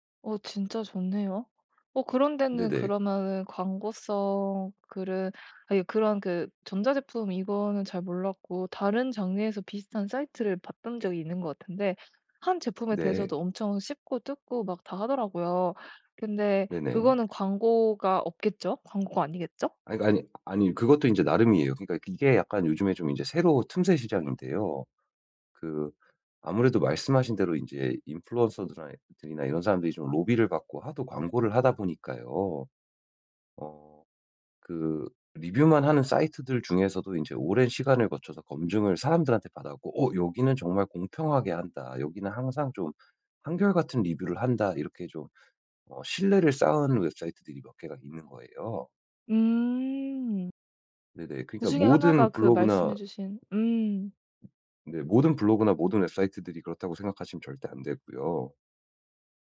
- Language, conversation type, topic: Korean, advice, 쇼핑할 때 결정을 미루지 않으려면 어떻게 해야 하나요?
- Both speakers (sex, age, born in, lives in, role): female, 25-29, South Korea, Germany, user; male, 35-39, United States, United States, advisor
- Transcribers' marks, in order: other background noise